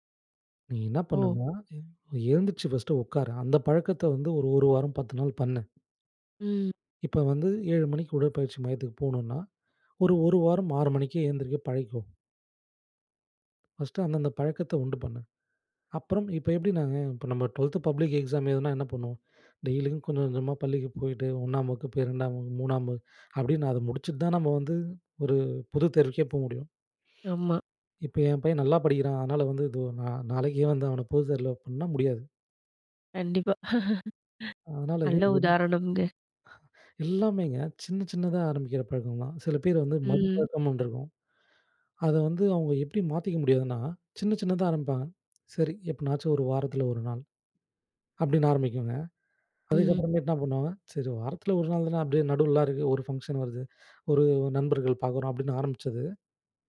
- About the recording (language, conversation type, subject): Tamil, podcast, மாறாத பழக்கத்தை மாற்ற ஆசை வந்தா ஆரம்பம் எப்படி?
- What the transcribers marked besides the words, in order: laugh; unintelligible speech